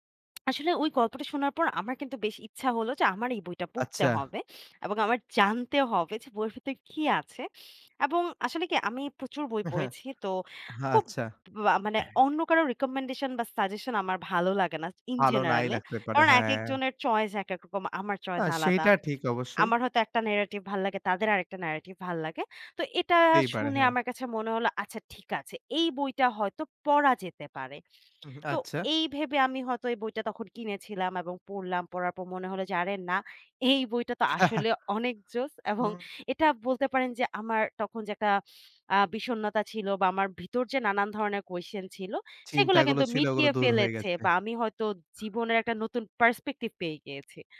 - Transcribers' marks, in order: tapping; sniff; chuckle; other noise; in English: "রিকমেন্ডেশন"; in English: "ইন জেনারেল"; in English: "ন্যারেটিভ"; in English: "ন্যারেটিভ"; scoff; in English: "পার্সপেক্টিভ"
- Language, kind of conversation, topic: Bengali, podcast, তোমার পছন্দের গল্প বলার মাধ্যমটা কী, আর কেন?